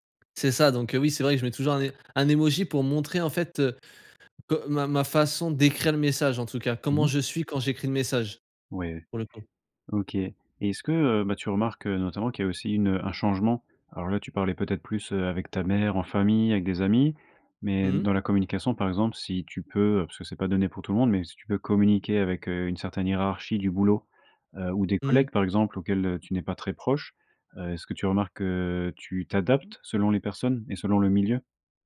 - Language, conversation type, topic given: French, podcast, Comment les réseaux sociaux ont-ils changé ta façon de parler ?
- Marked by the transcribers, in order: tapping; drawn out: "que"; other background noise